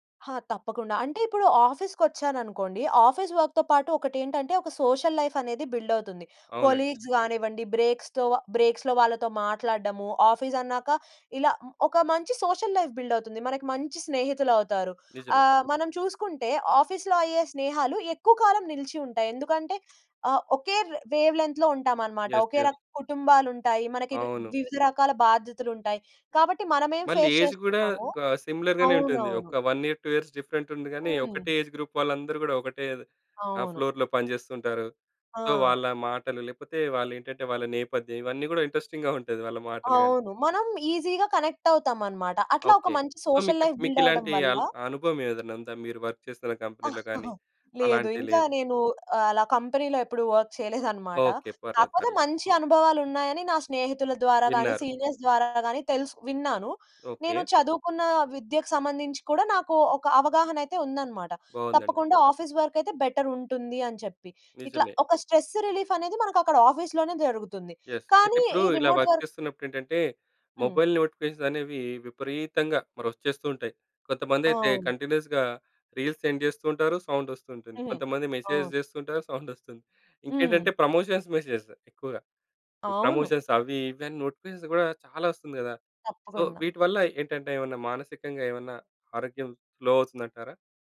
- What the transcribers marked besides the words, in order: in English: "ఆఫీస్ వర్క్‌తో"; in English: "సోషల్"; in English: "కొలీగ్స్"; in English: "బ్రేక్స్‌లో"; in English: "సోషల్ లైఫ్"; in English: "ఆఫీస్‌లో"; in English: "వేవ్‌లెంత్‌లో"; in English: "యెస్. యెస్"; in English: "ఏజ్"; in English: "ఫేస్"; in English: "సిమిలర్‌గానే"; in English: "వన్ ఇయర్, టూ ఇయర్స్"; in English: "ఏజ్ గ్రూప్"; in English: "ఫ్లోర్‌లో"; other background noise; in English: "సో"; in English: "ఇంట్రస్టింగ్‌గా"; in English: "ఈజీగా"; in English: "సోషల్ లైఫ్"; in English: "సో"; in English: "వర్క్"; chuckle; in English: "కంపెనీలో"; in English: "కంపెనీలో"; in English: "వర్క్"; in English: "సీనియర్స్"; in English: "ఆఫీస్"; tapping; in English: "స్ట్రెస్స్"; in English: "ఆఫీస్‌లోనే"; in English: "యెస్"; in English: "రిమోట్ వర్క్"; in English: "వర్క్"; in English: "మొబైల్"; in English: "కంటిన్యూస్‌గా. రీల్స్ సెండ్"; in English: "మెసేజ్"; in English: "ప్రమోషన్స్ మెసేజ్"; in English: "ప్రమోషన్స్"; in English: "నోటిఫికేషన్స్"; in English: "సో"; in English: "లో"
- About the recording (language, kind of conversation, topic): Telugu, podcast, టెక్నాలజీ వాడకం మీ మానసిక ఆరోగ్యంపై ఎలాంటి మార్పులు తెస్తుందని మీరు గమనించారు?